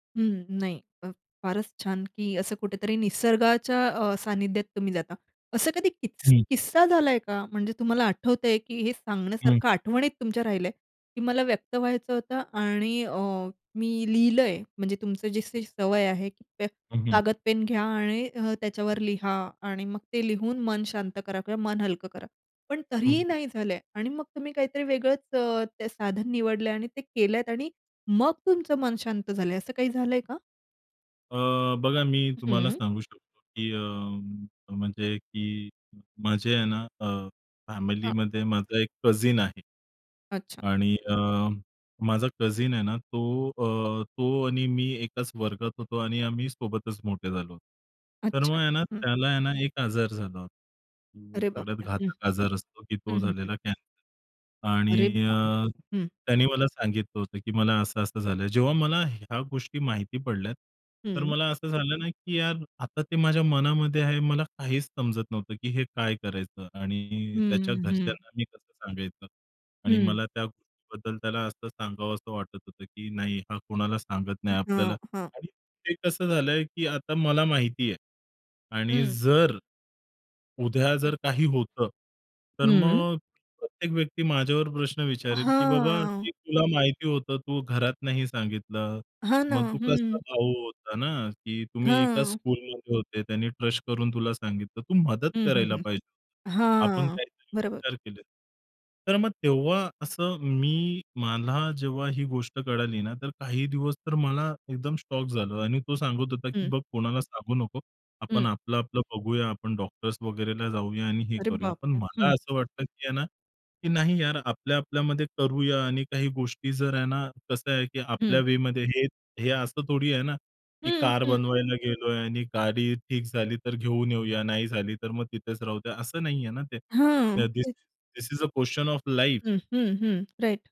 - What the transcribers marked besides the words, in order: tapping; other background noise; other noise; surprised: "अरे बाबा!"; drawn out: "हां"; surprised: "अरे बाप रे!"; in English: "धीस धीस इस अ, क्वेश्चन ऑफ लाईफ"; in English: "राइट"
- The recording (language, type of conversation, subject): Marathi, podcast, स्वतःला व्यक्त करायची वेळ आली, तर तुम्ही कोणते माध्यम निवडता?